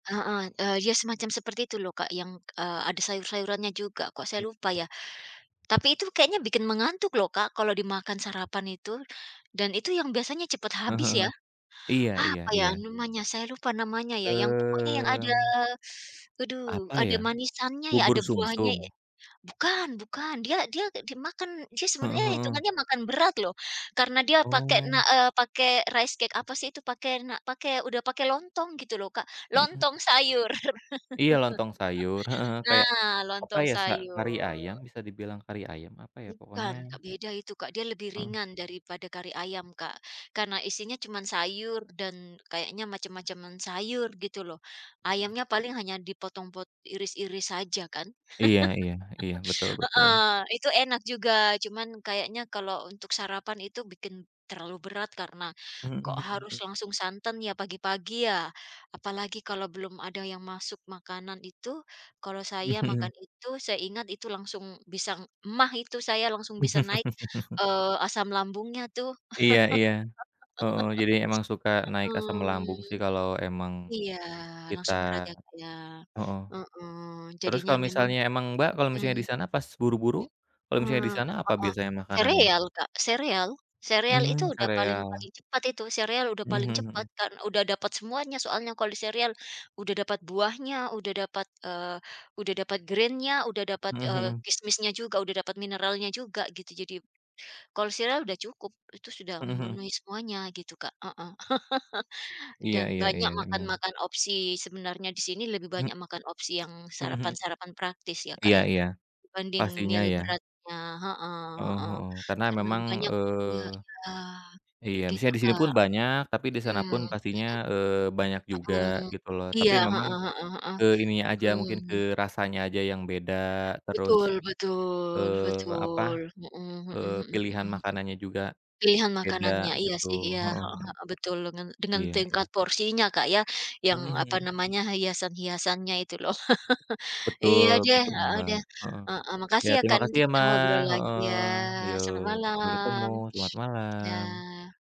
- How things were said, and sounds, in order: in English: "rice cake"; chuckle; unintelligible speech; chuckle; laughing while speaking: "Mhm"; chuckle; laugh; other background noise; in English: "grain-nya"; chuckle; in English: "meal"; chuckle
- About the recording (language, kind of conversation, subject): Indonesian, unstructured, Apa makanan sarapan favorit kamu, dan kenapa?